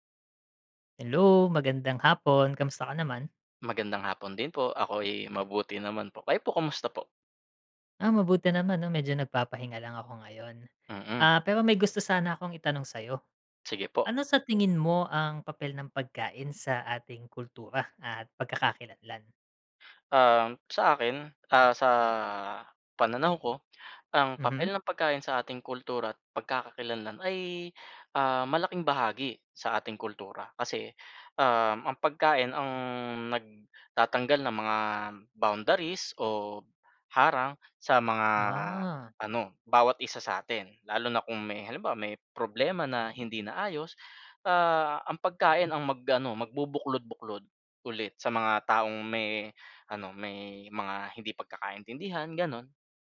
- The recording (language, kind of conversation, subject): Filipino, unstructured, Ano ang papel ng pagkain sa ating kultura at pagkakakilanlan?
- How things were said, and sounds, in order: none